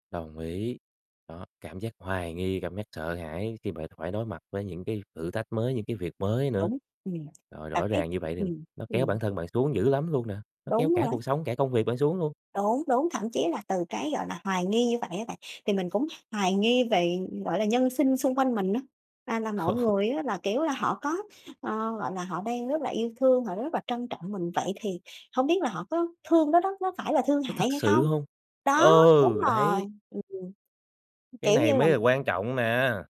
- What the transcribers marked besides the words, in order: tapping; unintelligible speech; laugh
- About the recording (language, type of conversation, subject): Vietnamese, podcast, Bạn thường đối xử với bản thân như thế nào khi mắc sai lầm?